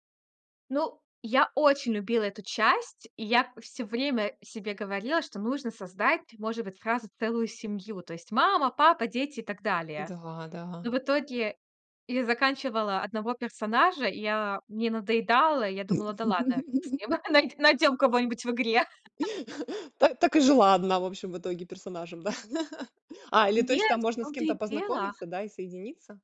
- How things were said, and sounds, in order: other background noise; laugh; tapping; chuckle; sigh; laugh; chuckle
- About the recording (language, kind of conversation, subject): Russian, podcast, В каких играх ты можешь потеряться на несколько часов подряд?